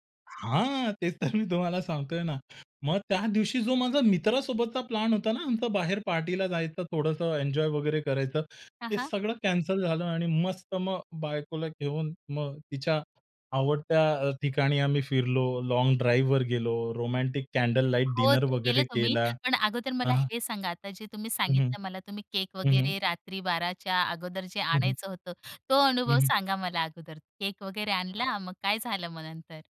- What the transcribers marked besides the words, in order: other background noise; in English: "कॅन्डल लाईट डिनर"; tapping; other noise
- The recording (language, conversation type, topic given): Marathi, podcast, तुम्ही नात्यात प्रेम कसे दाखवता?